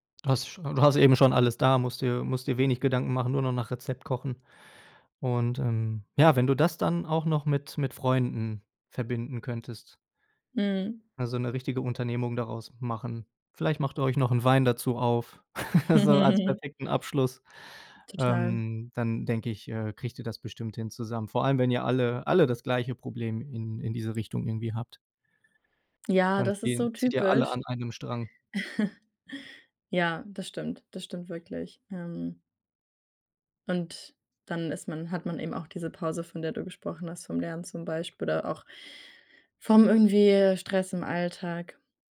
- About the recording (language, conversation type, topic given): German, advice, Wie kann ich meine Essensplanung verbessern, damit ich seltener Fast Food esse?
- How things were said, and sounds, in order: chuckle; other background noise; chuckle